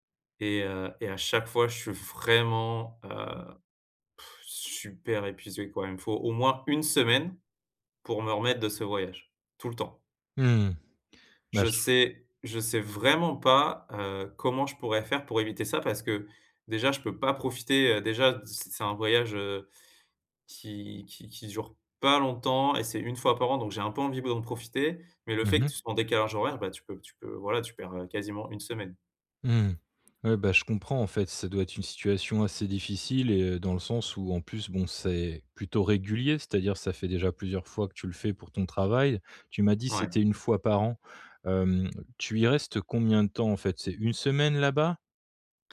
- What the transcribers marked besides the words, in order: blowing
- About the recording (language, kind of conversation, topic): French, advice, Comment vivez-vous le décalage horaire après un long voyage ?